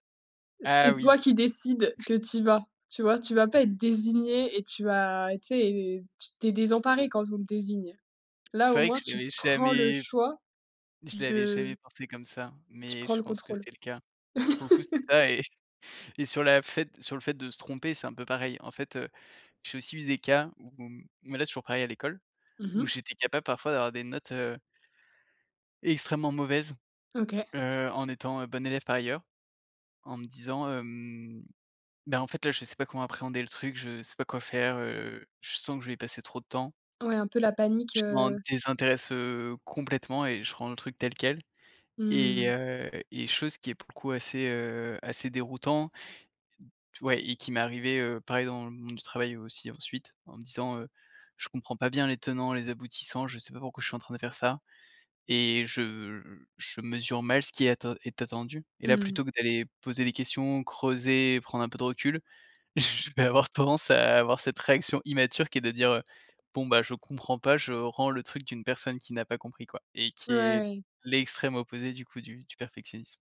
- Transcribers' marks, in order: chuckle; stressed: "prends"; laugh; chuckle; laughing while speaking: "je vais"; tapping
- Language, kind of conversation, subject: French, podcast, Est-ce que la peur de te tromper t’empêche souvent d’avancer ?